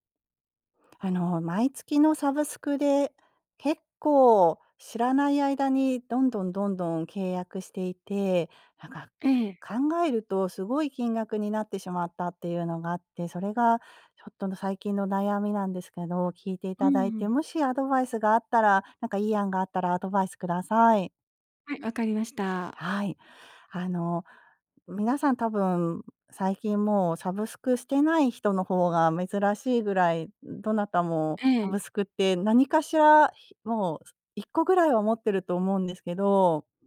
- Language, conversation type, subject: Japanese, advice, 毎月の定額サービスの支出が増えているのが気になるのですが、どう見直せばよいですか？
- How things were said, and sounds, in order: none